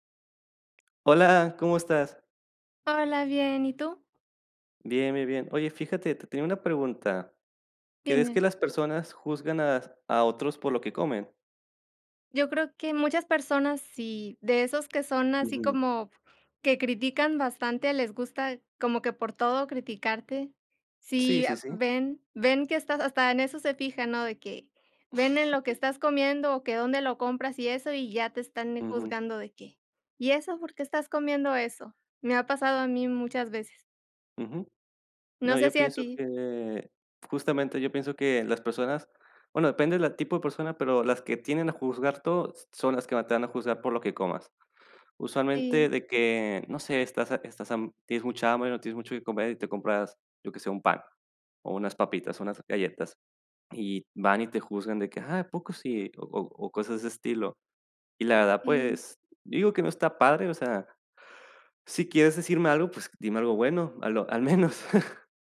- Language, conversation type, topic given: Spanish, unstructured, ¿Crees que las personas juzgan a otros por lo que comen?
- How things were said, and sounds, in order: other background noise